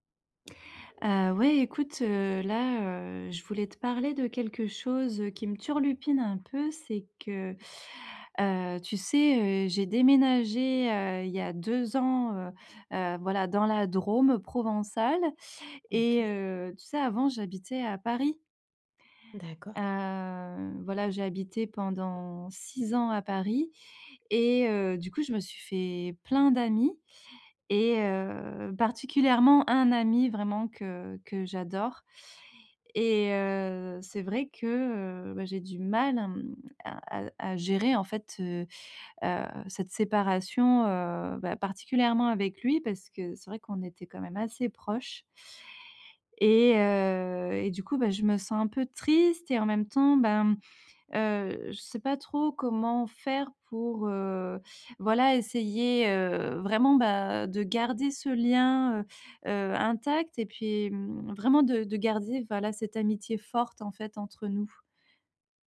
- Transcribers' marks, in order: stressed: "Paris"
- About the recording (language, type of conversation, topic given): French, advice, Comment gérer l’éloignement entre mon ami et moi ?